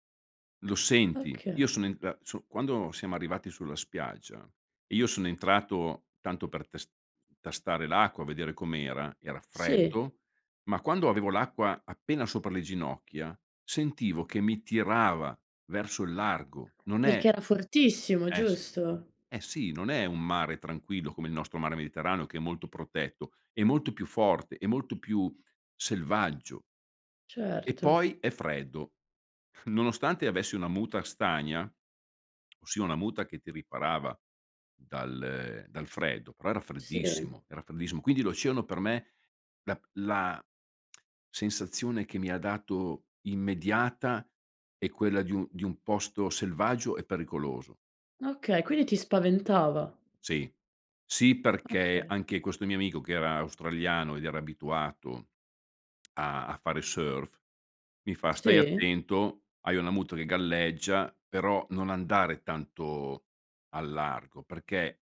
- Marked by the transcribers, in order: put-on voice: "surf"
- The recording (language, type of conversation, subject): Italian, podcast, Che impressione ti fanno gli oceani quando li vedi?